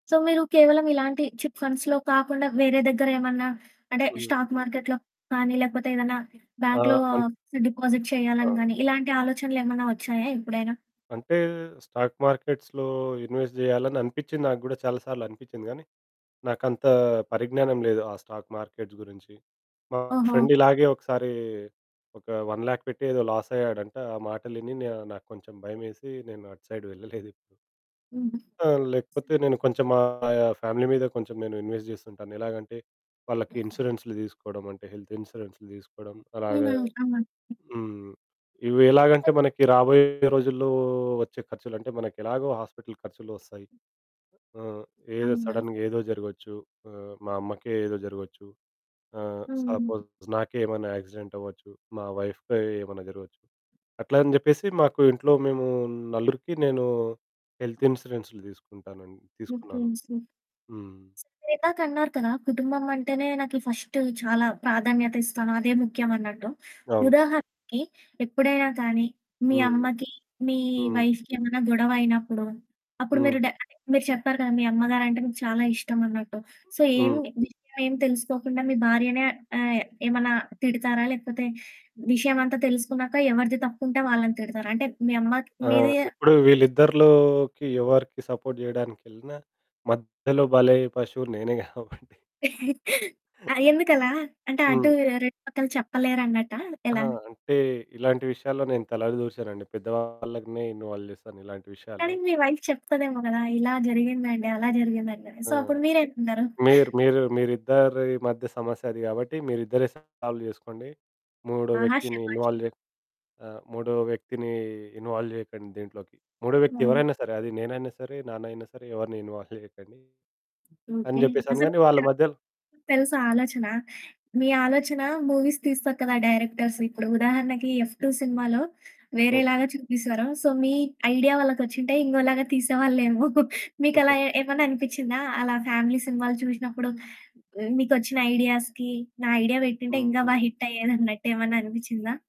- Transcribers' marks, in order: in English: "సో"; in English: "చిట్ ఫండ్స్‌లో"; in English: "స్టాక్ మార్కెట్‌లో"; distorted speech; in English: "డిపాజిట్"; other background noise; in English: "స్టాక్ మార్కెట్స్‌లో ఇన్వెస్ట్"; in English: "స్టాక్ మార్కెట్స్"; in English: "ఫ్రెండ్"; in English: "వన్ లాక్"; in English: "లాస్"; in English: "సైడ్"; laughing while speaking: "వెళ్ళలేదు"; in English: "ఫ్యామిలీ"; in English: "ఇన్వెస్ట్"; unintelligible speech; unintelligible speech; in English: "హెల్త్ ఇన్స్యూరెన్స్‌ని"; in English: "హాస్పిటల్"; in English: "సడెన్‌గా"; in English: "సపోజ్"; in English: "యాక్సిడెంట్"; in English: "వైఫ్‌కి"; in English: "హెల్త్"; in English: "ఫ్రెండ్స్‌ని"; in English: "ఫస్ట్"; in English: "వైఫ్‌కి"; in English: "సో"; in English: "సపోర్ట్"; laughing while speaking: "నేనే గాబట్టి"; tapping; chuckle; in English: "ఇన్వాల్వ్"; in English: "వైఫ్"; in English: "సో"; in English: "సాల్వ్"; in English: "ఇన్వాల్వ్"; in English: "ఇన్వాల్వ్"; in English: "ఇన్వాల్వ్"; in English: "మూవీస్"; in English: "డైరెక్టర్స్"; in English: "సో"; chuckle; in English: "ఫ్యామిలీ"; in English: "ఐడియాస్‌కి"; in English: "హిట్"
- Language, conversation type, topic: Telugu, podcast, రికవరీ ప్రక్రియలో కుటుంబ సహాయం ఎంత ముఖ్యమని మీరు భావిస్తున్నారు?